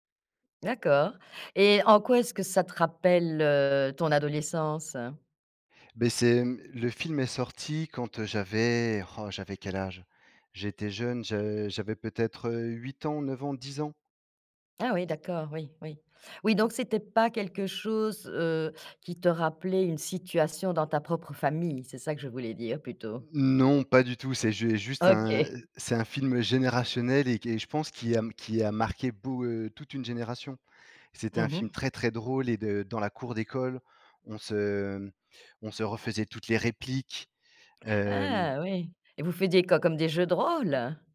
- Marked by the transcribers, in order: none
- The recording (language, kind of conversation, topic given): French, podcast, Quels films te reviennent en tête quand tu repenses à ton adolescence ?